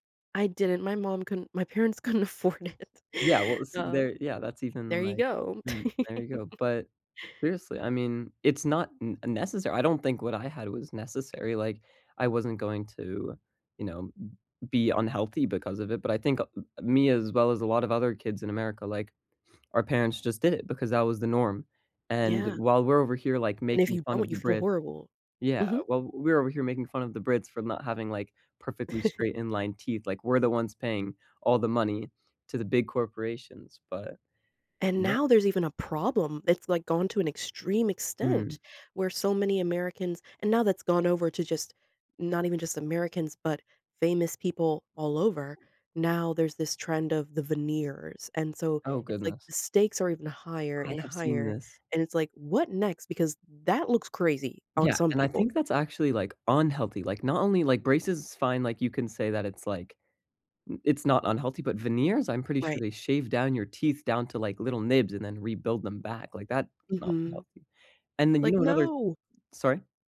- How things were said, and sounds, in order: laughing while speaking: "afford it"; laugh; tapping; sniff; chuckle; other background noise
- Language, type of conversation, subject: English, unstructured, How does the media use fear to sell products?